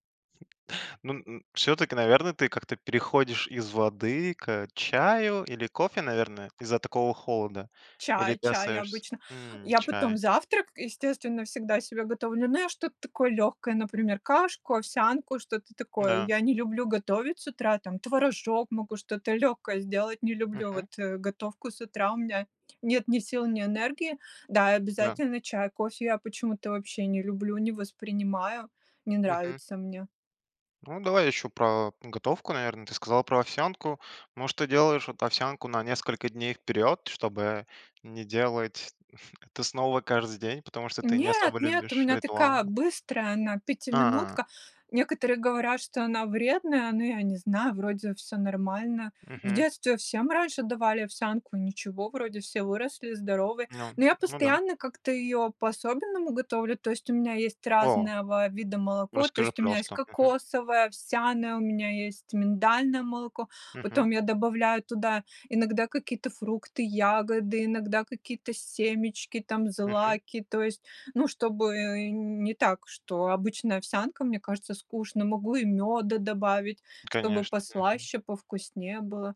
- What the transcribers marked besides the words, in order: chuckle; tapping; other background noise
- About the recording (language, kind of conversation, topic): Russian, podcast, Как начинается твой обычный день?